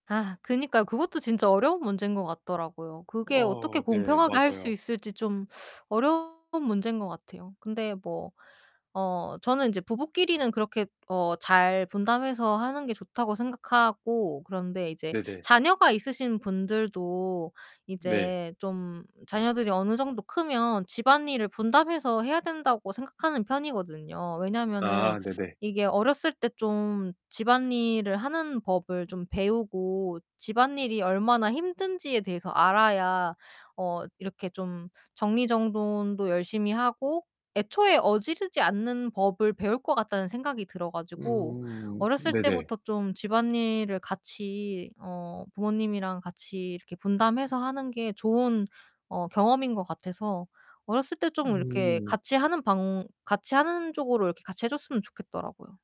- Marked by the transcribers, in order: teeth sucking; distorted speech; other background noise
- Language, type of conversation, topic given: Korean, unstructured, 집안일을 공평하게 나누는 것에 대해 어떻게 생각하시나요?